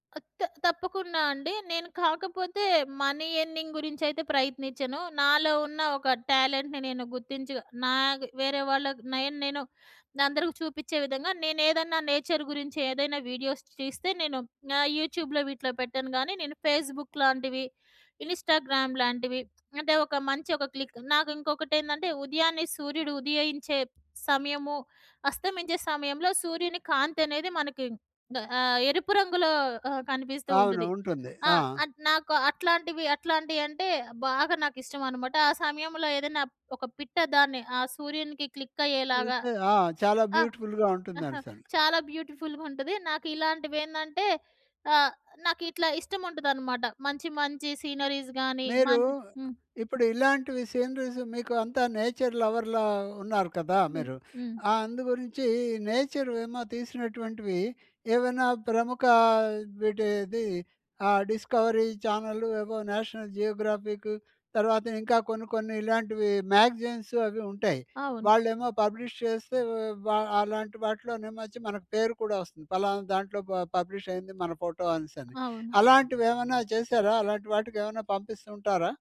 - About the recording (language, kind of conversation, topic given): Telugu, podcast, ఫోన్‌తో మంచి వీడియోలు ఎలా తీసుకోవచ్చు?
- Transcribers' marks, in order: in English: "మనీ ఎర్నింగ్"; in English: "టాలెంట్‌ని"; in English: "నేచర్"; in English: "వీడియోస్"; in English: "యూట్యూబ్‍లో"; in English: "ఫేస్‌బుక్"; in English: "ఇన్స్టాగ్రామ్"; in English: "క్లిక్"; in English: "బ్యూటిఫుల్‌గా"; in English: "క్లిక్"; other noise; chuckle; in English: "బ్యూటిఫుల్‍గా"; tapping; in English: "సీనరీస్"; in English: "సీనరీస్"; in English: "నేచర్ లవర్‌లా"; in English: "నేచర్"; in English: "డిస్కవరీ చానెల్"; in English: "నేషనల్ జియోగ్రాఫిక్"; in English: "పబ్లిష్"; in English: "ప పబ్లిష్"